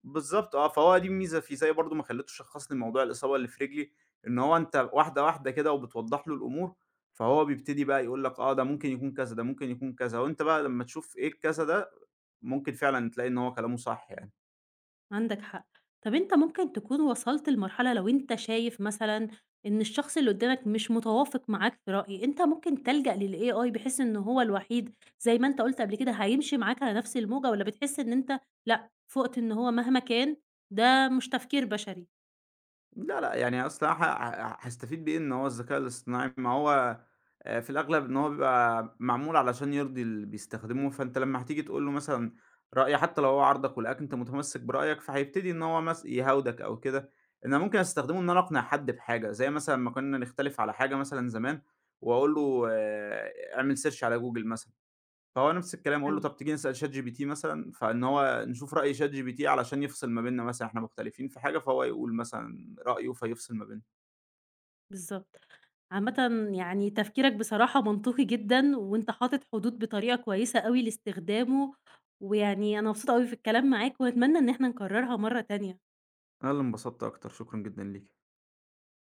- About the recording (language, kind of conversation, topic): Arabic, podcast, إزاي بتحط حدود للذكاء الاصطناعي في حياتك اليومية؟
- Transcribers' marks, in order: tapping; in English: "للAI"; in English: "search"; horn